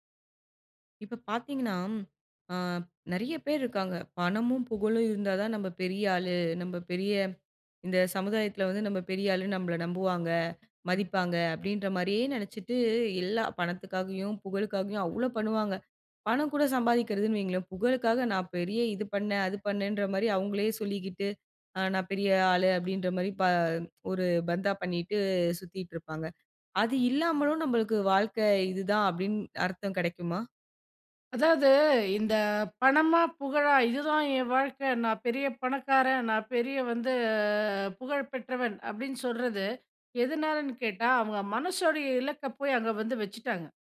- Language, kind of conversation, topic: Tamil, podcast, பணமும் புகழும் இல்லாமலேயே அர்த்தம் கிடைக்குமா?
- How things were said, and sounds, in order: other background noise; drawn out: "வந்து"